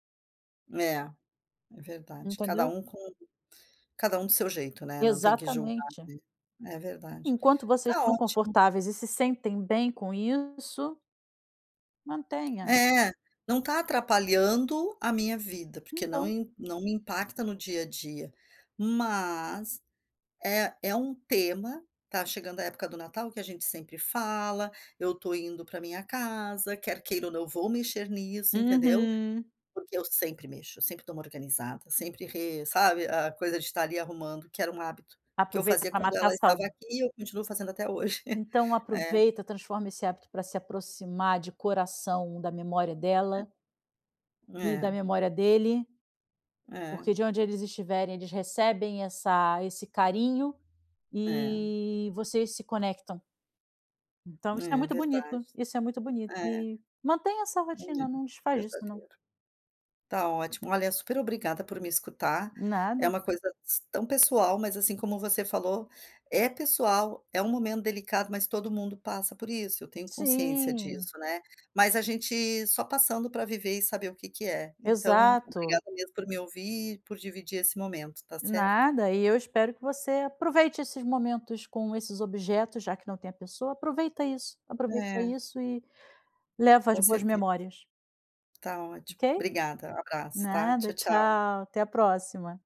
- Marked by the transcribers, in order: tapping; chuckle
- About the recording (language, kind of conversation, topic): Portuguese, advice, Como posso me desapegar de objetos com valor sentimental?